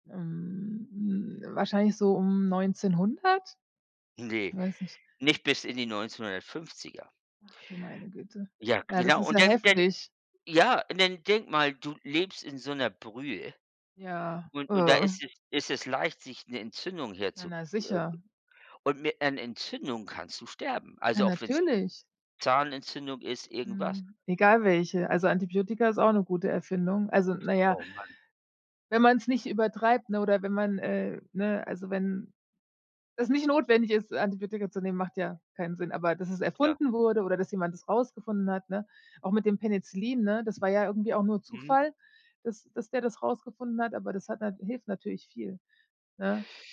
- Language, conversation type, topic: German, unstructured, Welche Erfindung würdest du am wenigsten missen wollen?
- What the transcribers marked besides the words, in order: other noise; other background noise